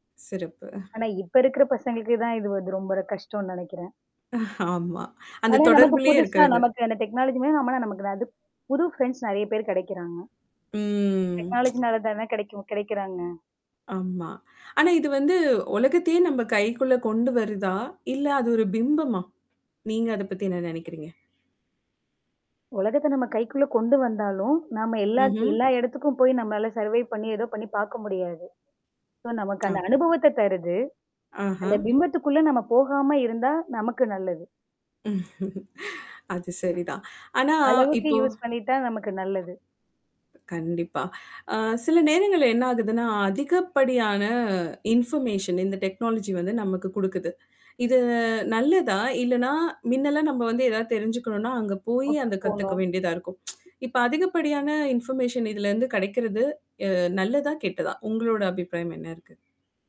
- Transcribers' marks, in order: static; chuckle; distorted speech; in English: "டெக்னாலஜியுமே"; in English: "ஃப்ரெண்ட்ஸ்"; drawn out: "ம்"; other background noise; in English: "டெக்னாலஜினால"; tsk; tapping; mechanical hum; in English: "சர்வைவ்"; in English: "சோ"; chuckle; in English: "யூஸ்"; in English: "இன்ஃபர்மேஷன்"; in English: "டெக்னாலஜி"; tsk; in English: "ஒர்க்கு"; in English: "இன்ஃபர்மேஷன்"
- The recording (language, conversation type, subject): Tamil, podcast, வீட்டில் தொழில்நுட்பப் பயன்பாடு குடும்ப உறவுகளை எப்படி மாற்றியிருக்கிறது என்று நீங்கள் நினைக்கிறீர்களா?